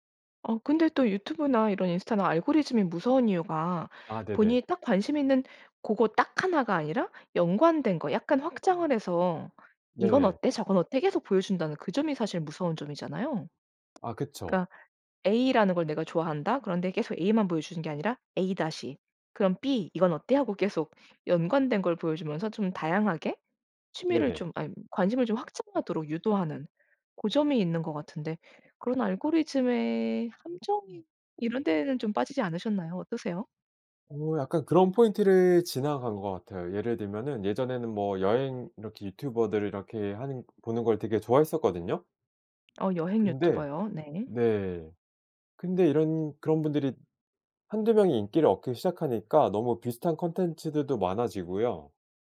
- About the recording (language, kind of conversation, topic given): Korean, podcast, 디지털 기기로 인한 산만함을 어떻게 줄이시나요?
- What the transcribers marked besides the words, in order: tapping